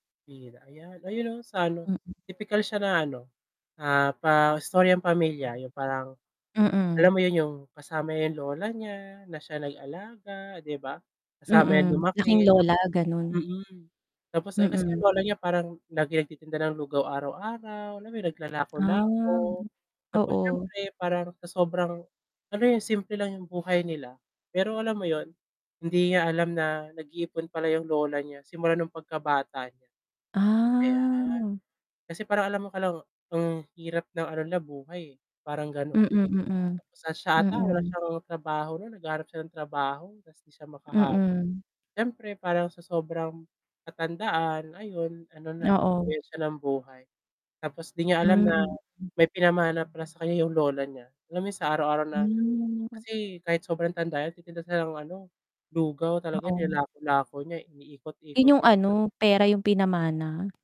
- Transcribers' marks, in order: static; unintelligible speech; mechanical hum; distorted speech
- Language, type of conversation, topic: Filipino, unstructured, Ano ang huling aklat o kuwento na nagpaiyak sa iyo?